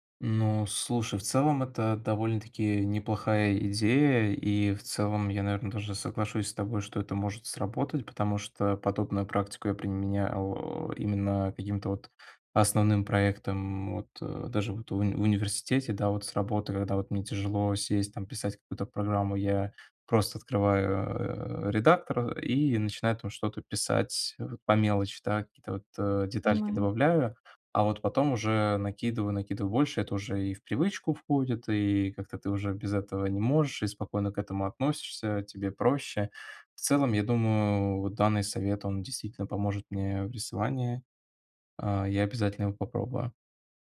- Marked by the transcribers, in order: none
- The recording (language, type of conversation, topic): Russian, advice, Как мне справиться с творческим беспорядком и прокрастинацией?